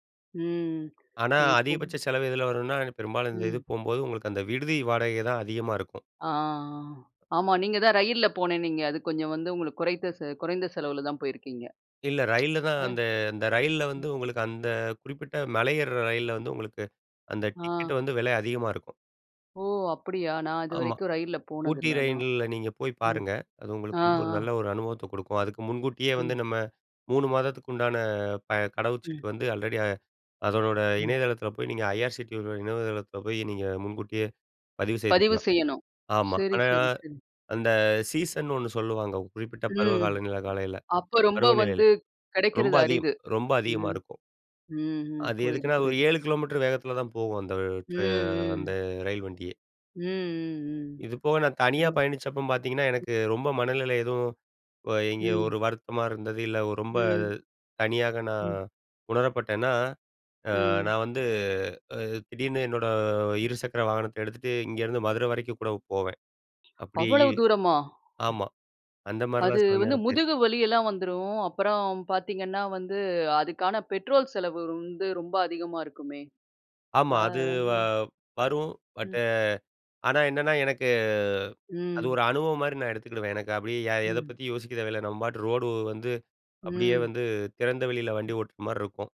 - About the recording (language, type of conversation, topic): Tamil, podcast, நீங்கள் தனியாகப் பயணம் செய்யும்போது, உங்கள் குடும்பமும் நண்பர்களும் அதை எப்படி பார்க்கிறார்கள்?
- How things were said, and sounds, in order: other noise; unintelligible speech; tapping; "ரயில்ல" said as "ரயின்ல"; in English: "ஆல்ரெடி"; "காலநிலைல" said as "காலையில"; drawn out: "ட்ரா"; surprised: "அவ்வளவு தூரமா?"; "வந்து" said as "ரொந்து"; in English: "பட்"